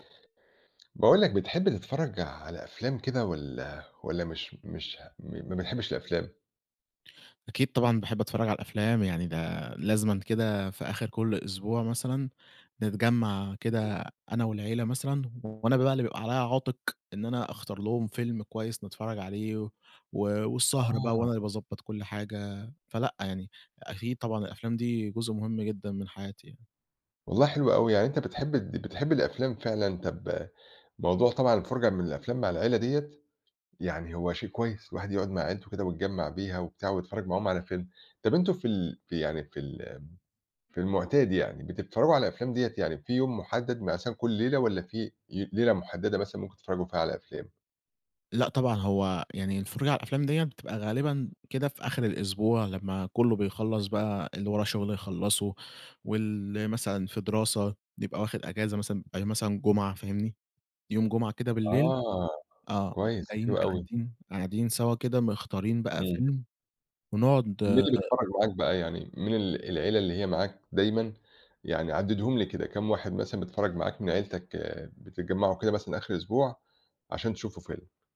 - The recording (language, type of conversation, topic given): Arabic, podcast, إزاي بتختاروا فيلم للعيلة لما الأذواق بتبقى مختلفة؟
- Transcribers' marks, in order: tapping; other background noise